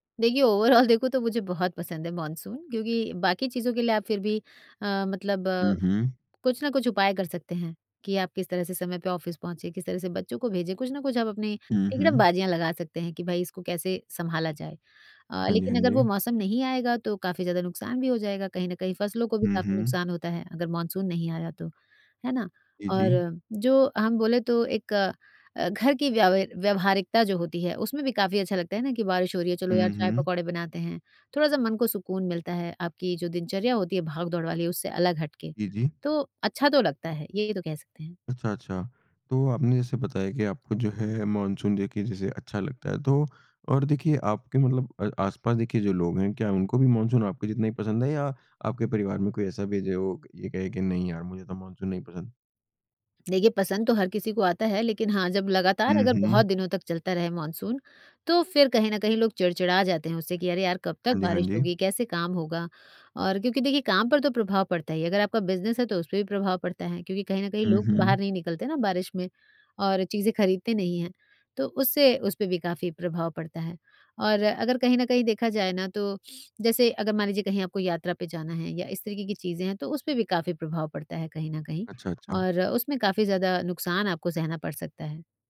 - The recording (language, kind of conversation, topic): Hindi, podcast, मॉनसून आपको किस तरह प्रभावित करता है?
- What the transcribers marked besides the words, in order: laughing while speaking: "ओवरऑल देखो तो"; in English: "ओवरऑल"; in English: "ऑफिस"; tapping; in English: "बिज़नेस"